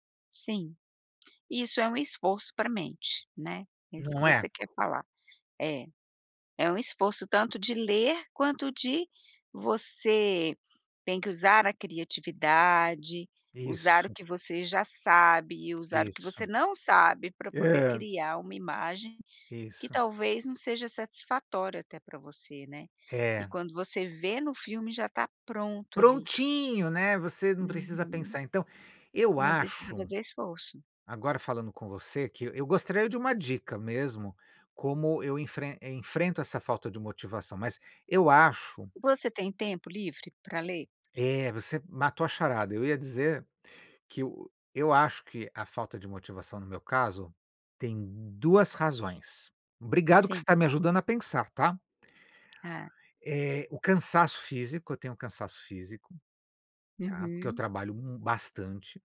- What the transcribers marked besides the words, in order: other background noise; tapping
- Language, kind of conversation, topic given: Portuguese, advice, Como posso encontrar motivação para criar o hábito da leitura?